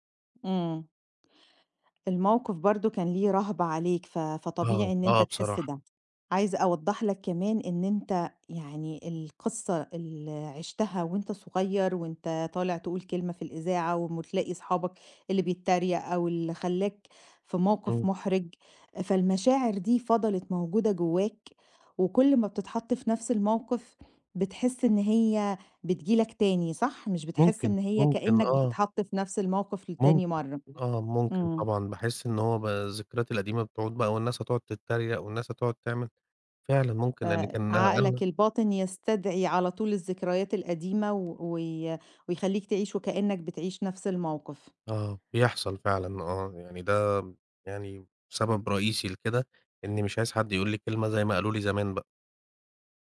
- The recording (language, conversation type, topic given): Arabic, advice, إزاي أقدر أتغلب على خوفي من الكلام قدام ناس في الشغل؟
- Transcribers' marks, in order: tapping